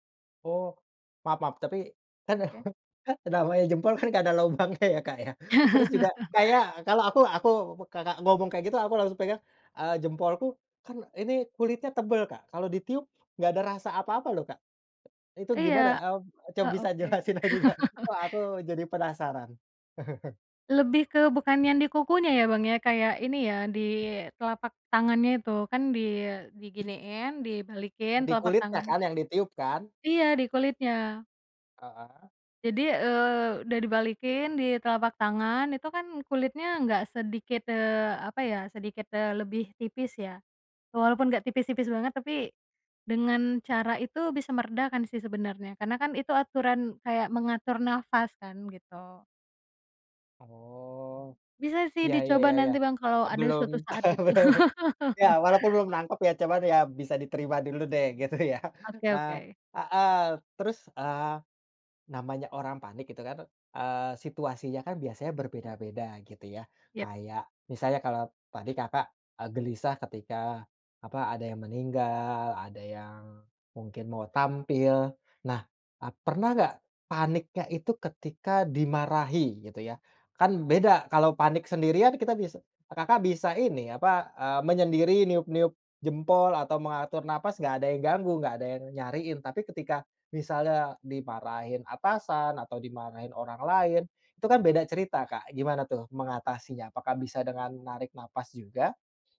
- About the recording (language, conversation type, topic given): Indonesian, podcast, Bagaimana kamu menggunakan teknik pernapasan untuk menenangkan diri saat panik?
- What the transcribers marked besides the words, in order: laughing while speaking: "kan"; laughing while speaking: "nggak ada lubangnya ya, Kak, ya"; laugh; tapping; laughing while speaking: "coba bisa jelasin lagi, Kak"; laugh; chuckle; other background noise; laughing while speaking: "belum"; chuckle; laughing while speaking: "gitu ya"